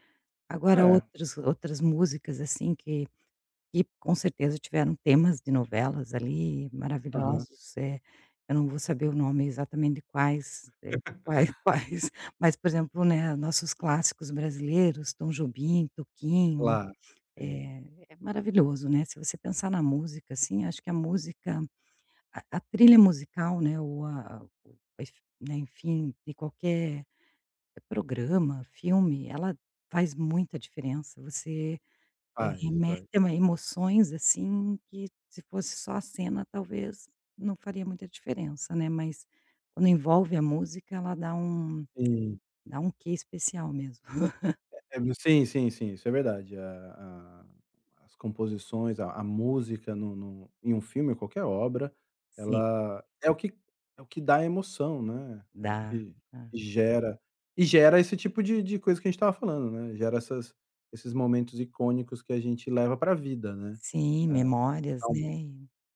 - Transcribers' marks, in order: laugh; tapping; chuckle
- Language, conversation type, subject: Portuguese, podcast, De que forma uma novela, um filme ou um programa influenciou as suas descobertas musicais?